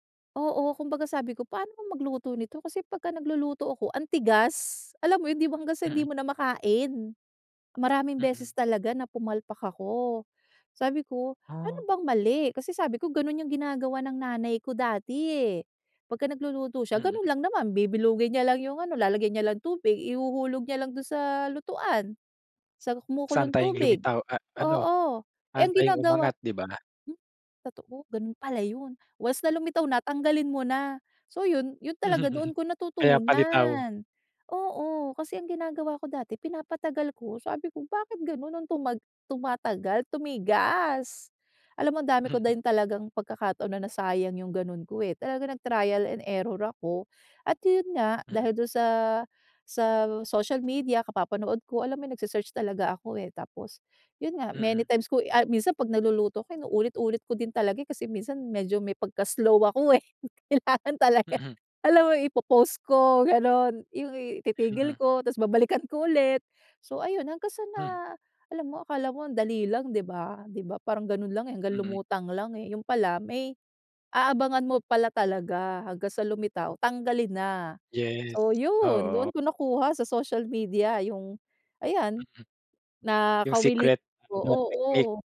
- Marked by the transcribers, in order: laughing while speaking: "Kailangan talaga"; unintelligible speech
- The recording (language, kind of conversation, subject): Filipino, podcast, Ano ang ginagawa mo para maging hindi malilimutan ang isang pagkain?